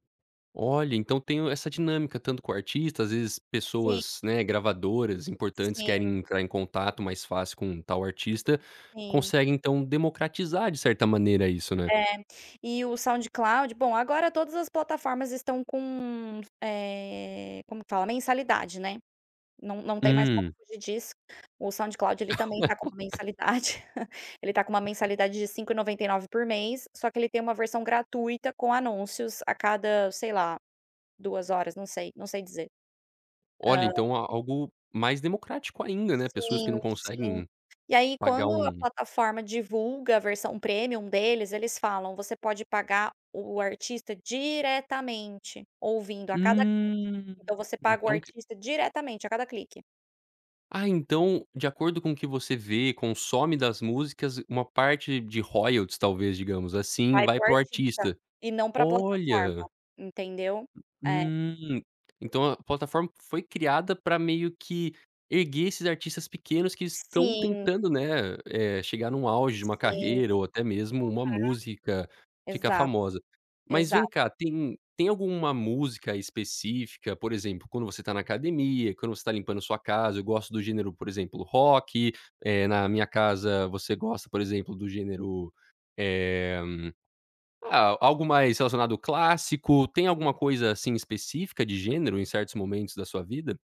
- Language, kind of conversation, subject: Portuguese, podcast, Como a internet mudou a forma de descobrir música?
- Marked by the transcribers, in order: chuckle; laugh; tapping; other background noise